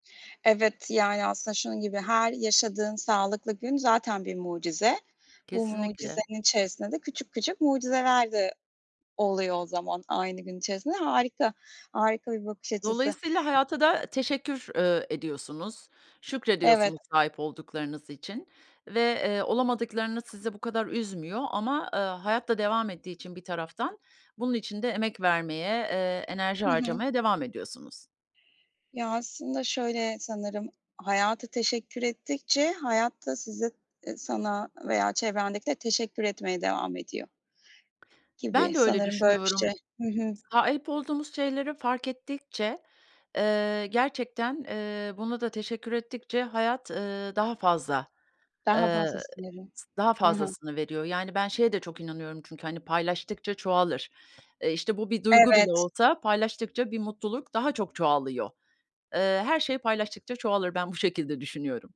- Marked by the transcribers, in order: tapping
- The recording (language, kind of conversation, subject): Turkish, podcast, Hayatta öğrendiğin en önemli ders nedir?